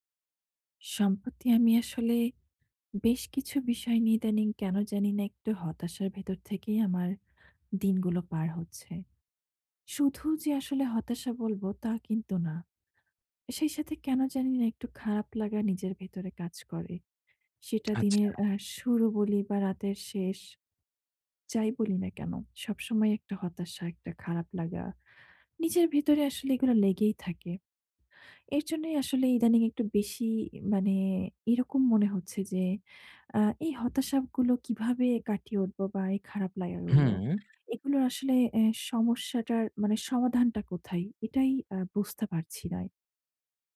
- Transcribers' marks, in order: tapping; "না" said as "নায়"
- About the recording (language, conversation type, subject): Bengali, advice, পরিকল্পনায় হঠাৎ ব্যস্ততা বা বাধা এলে আমি কীভাবে সামলাব?